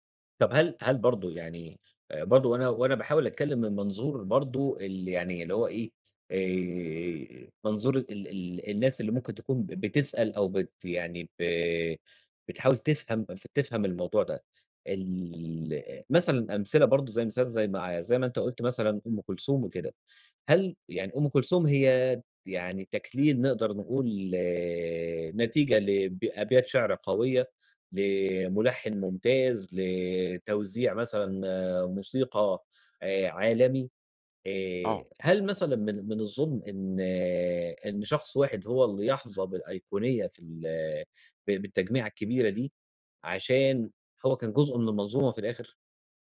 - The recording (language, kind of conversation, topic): Arabic, podcast, إيه اللي بيخلّي الأيقونة تفضل محفورة في الذاكرة وليها قيمة مع مرور السنين؟
- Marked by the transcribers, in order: none